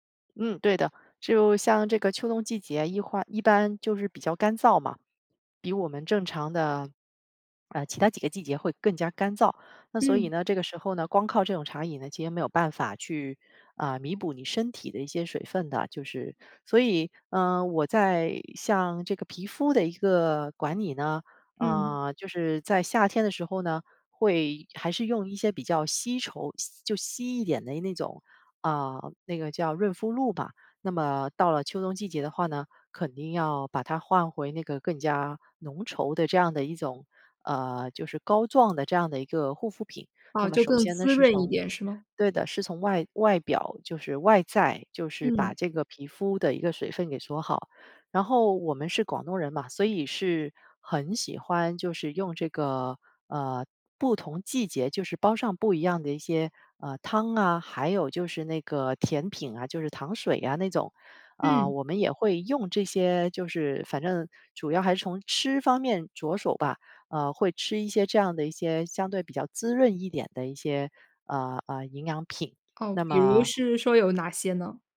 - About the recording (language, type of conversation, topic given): Chinese, podcast, 换季时你通常会做哪些准备？
- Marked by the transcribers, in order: none